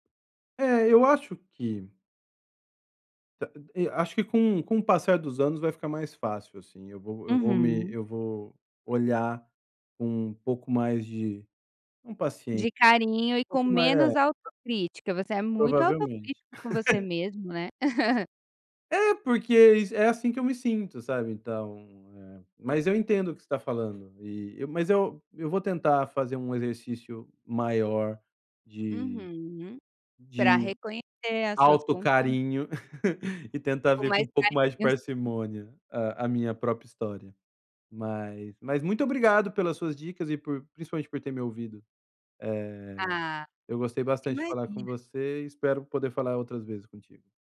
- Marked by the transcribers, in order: laugh; chuckle; other background noise; chuckle; chuckle
- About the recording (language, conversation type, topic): Portuguese, advice, Como posso celebrar pequenas conquistas pessoais quando tenho dificuldade em reconhecê-las e valorizá-las?